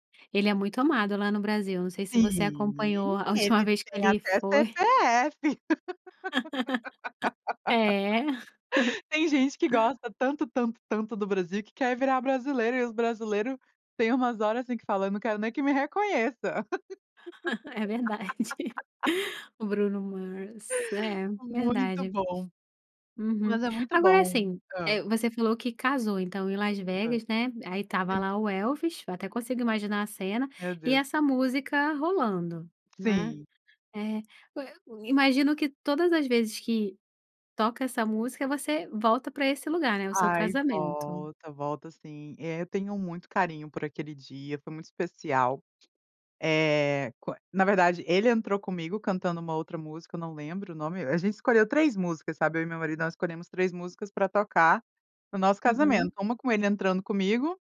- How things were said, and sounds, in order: laugh; laugh; laugh; laughing while speaking: "É verdade"; laugh; other background noise; tapping
- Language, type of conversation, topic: Portuguese, podcast, Que música te faz lembrar de um lugar especial?
- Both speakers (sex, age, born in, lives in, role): female, 30-34, Brazil, United States, guest; female, 35-39, Brazil, Portugal, host